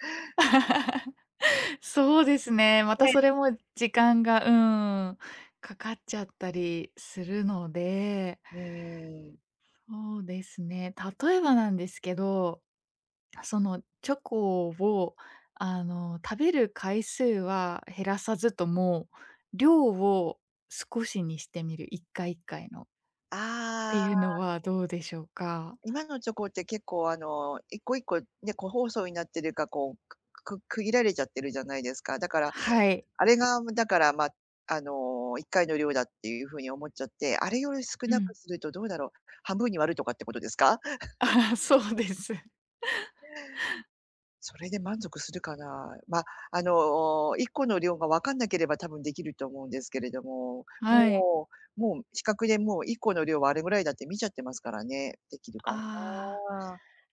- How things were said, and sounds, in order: other background noise; chuckle; tapping; laughing while speaking: "ああ、そうです"
- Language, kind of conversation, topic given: Japanese, advice, 日々の無駄遣いを減らしたいのに誘惑に負けてしまうのは、どうすれば防げますか？